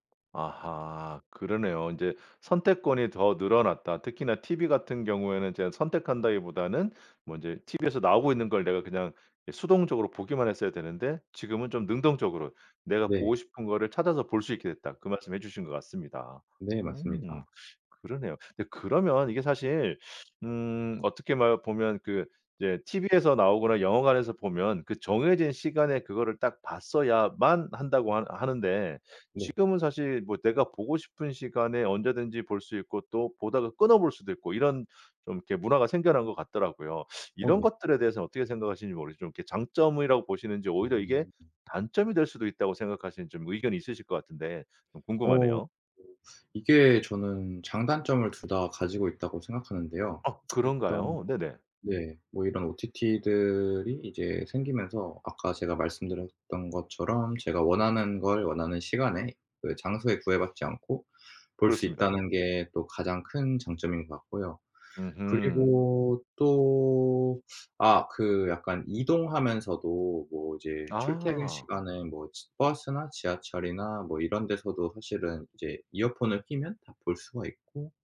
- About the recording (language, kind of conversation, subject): Korean, podcast, 넷플릭스 같은 플랫폼이 콘텐츠 소비를 어떻게 바꿨나요?
- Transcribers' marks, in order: tapping; teeth sucking; teeth sucking; other background noise; teeth sucking; teeth sucking; tsk; in English: "OTT들이"; teeth sucking